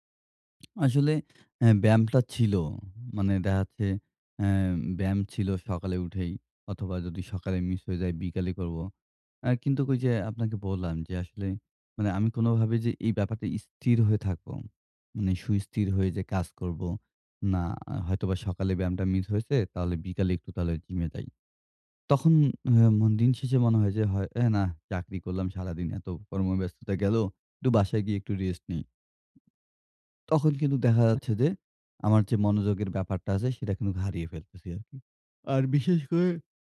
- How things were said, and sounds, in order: other background noise; yawn
- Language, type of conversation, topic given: Bengali, advice, ব্যায়াম চালিয়ে যেতে কীভাবে আমি ধারাবাহিকভাবে অনুপ্রেরণা ধরে রাখব এবং ধৈর্য গড়ে তুলব?